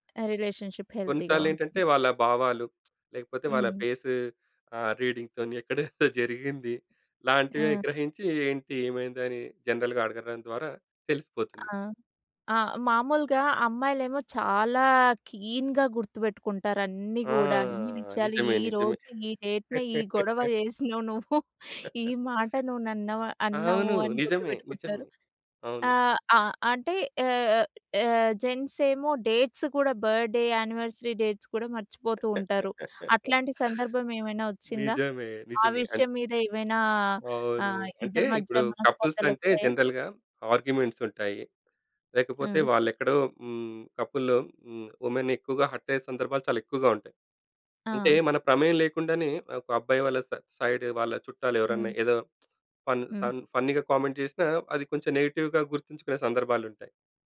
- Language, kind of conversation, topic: Telugu, podcast, ఎవరైనా వ్యక్తి అభిరుచిని తెలుసుకోవాలంటే మీరు ఏ రకమైన ప్రశ్నలు అడుగుతారు?
- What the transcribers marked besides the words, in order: tapping; in English: "రిలేషన్‌షిప్ హెల్తీ‌గా"; in English: "రీడింగ్‌తోని"; chuckle; in English: "జనరల్‌గా"; in English: "కీన్‌గా"; in English: "డేట్‌నే"; laugh; chuckle; in English: "యాహ్, యాహ్, జెంట్స్"; in English: "డేట్స్"; in English: "బర్త్‌డే, యానవర్సరీ డేట్స్"; laugh; in English: "కపుల్స్"; in English: "జనరల్‌గా ఆర్గ్యుమెంట్స్"; in English: "కపుల్"; in English: "వుమెన్"; in English: "హర్ట్"; in English: "సైడ్"; tsk; in English: "ఫన్ సన్ ఫన్నీ‌గా కామెంట్"; in English: "నెగెటివ్‌గా"